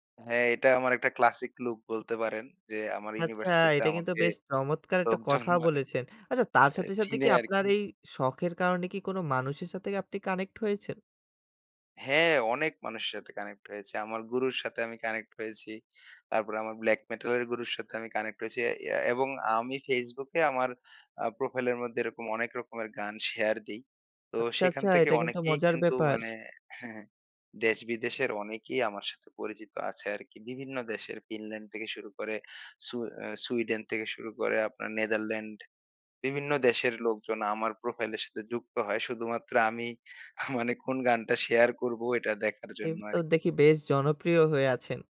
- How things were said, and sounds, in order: none
- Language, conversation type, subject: Bengali, podcast, কোন শখ তোমার মানসিক শান্তি দেয়?